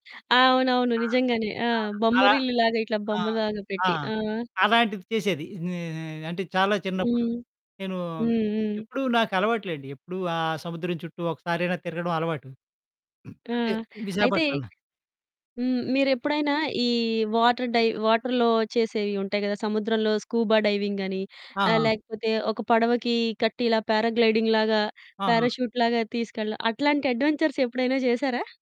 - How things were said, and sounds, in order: grunt; in English: "వాటర్ డైవ్ వాటర్‌లో"; in English: "స్కూబా డైవింగ్"; in English: "పారా గ్లైడింగ్"; in English: "ప్యారాచూట్"; in English: "అడ్వెంచర్స్"
- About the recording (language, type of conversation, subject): Telugu, podcast, సముద్రం చూస్తే నీకు వచ్చే భావనలు ఏమిటి?